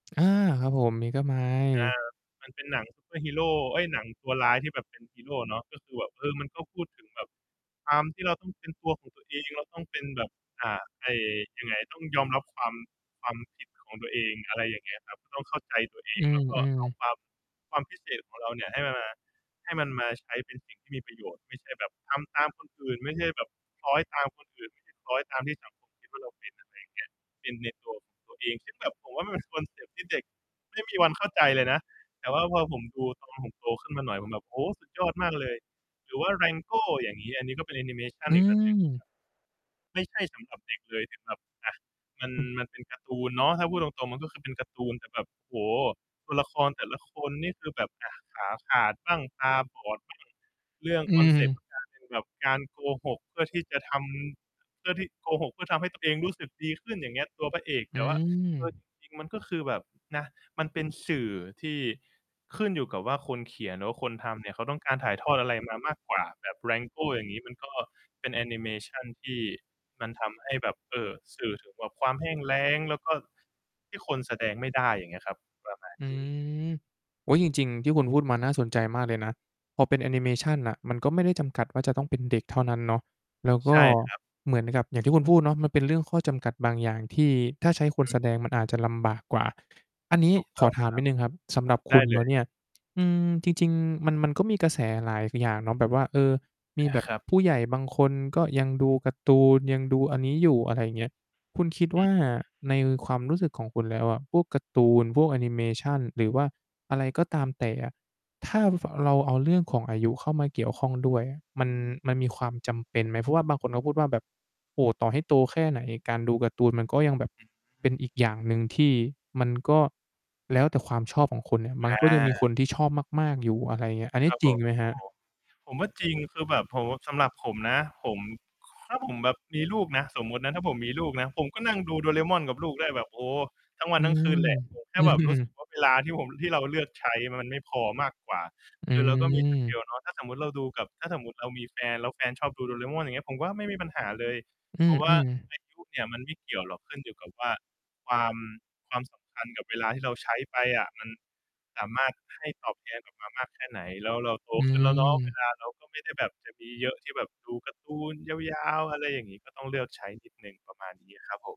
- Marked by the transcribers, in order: distorted speech; mechanical hum; unintelligible speech; laughing while speaking: "อือ"; in English: "สเกล"
- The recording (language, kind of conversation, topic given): Thai, podcast, หนังหรือการ์ตูนที่คุณดูตอนเด็กๆ ส่งผลต่อคุณในวันนี้อย่างไรบ้าง?